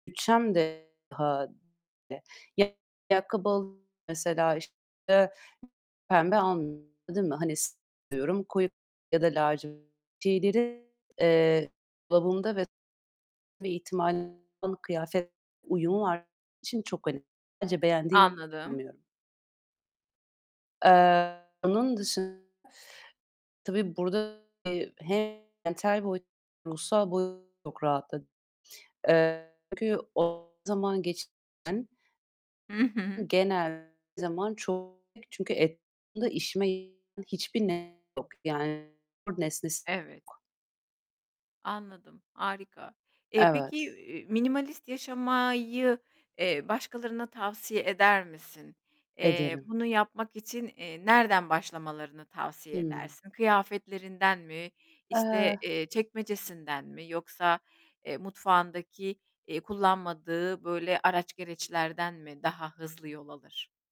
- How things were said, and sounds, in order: distorted speech; unintelligible speech; other background noise
- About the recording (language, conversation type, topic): Turkish, podcast, Minimalist olmak seni zihinsel olarak rahatlatıyor mu?